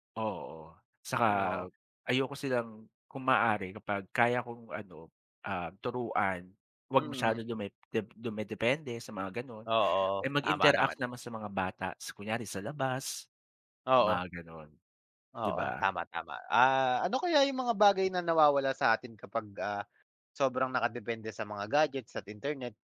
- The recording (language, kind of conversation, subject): Filipino, unstructured, Ano ang masasabi mo tungkol sa labis nating pagdepende sa teknolohiya?
- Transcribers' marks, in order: none